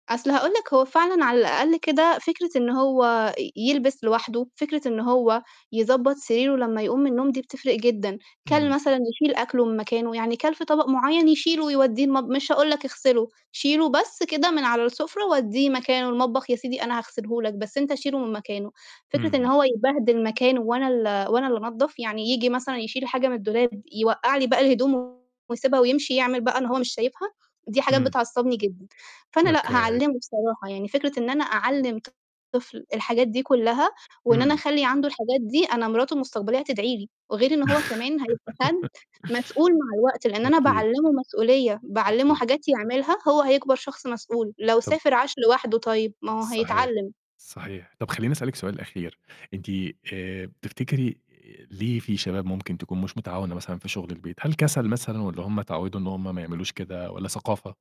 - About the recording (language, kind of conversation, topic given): Arabic, podcast, إزاي بتقسموا شغل البيت بين أفراد العيلة؟
- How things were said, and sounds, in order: distorted speech; laugh